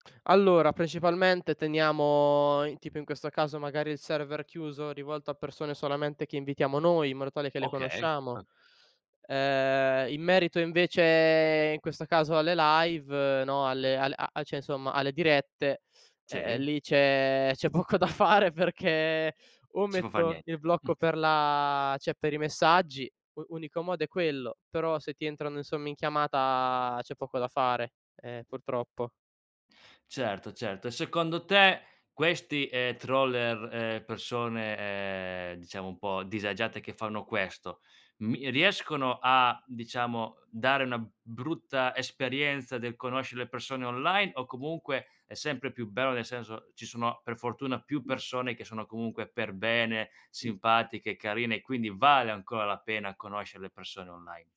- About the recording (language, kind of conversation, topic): Italian, podcast, Come costruire fiducia online, sui social o nelle chat?
- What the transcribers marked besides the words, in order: "cioè" said as "ceh"; laughing while speaking: "c'è poco da fare"; "cioè" said as "ceh"; in English: "troller"